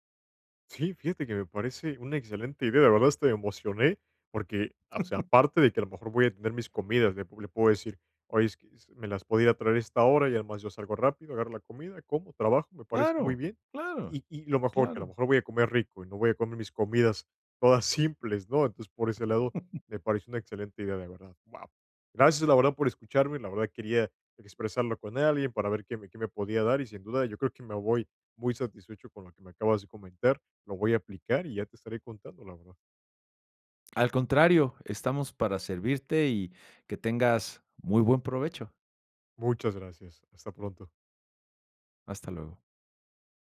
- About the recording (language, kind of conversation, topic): Spanish, advice, ¿Cómo puedo organizarme mejor si no tengo tiempo para preparar comidas saludables?
- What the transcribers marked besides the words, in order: chuckle; tapping; chuckle